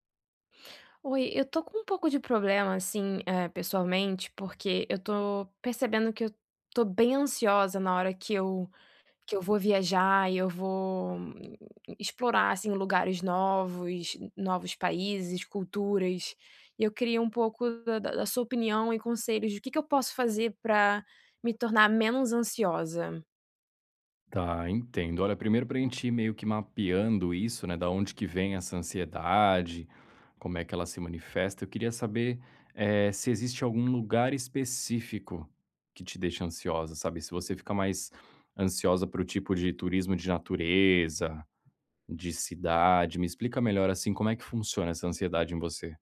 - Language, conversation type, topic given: Portuguese, advice, Como posso lidar com a ansiedade ao explorar lugares novos e desconhecidos?
- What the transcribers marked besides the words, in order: none